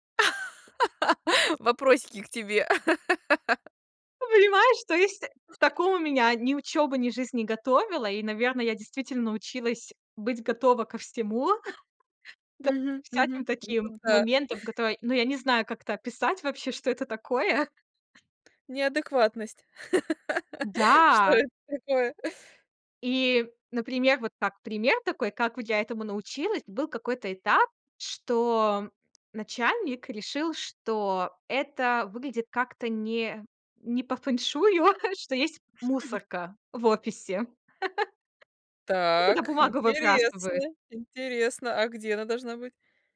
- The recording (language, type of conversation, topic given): Russian, podcast, Чему научила тебя первая серьёзная ошибка?
- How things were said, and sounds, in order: laugh; laugh; other background noise; chuckle; laugh; chuckle; chuckle; chuckle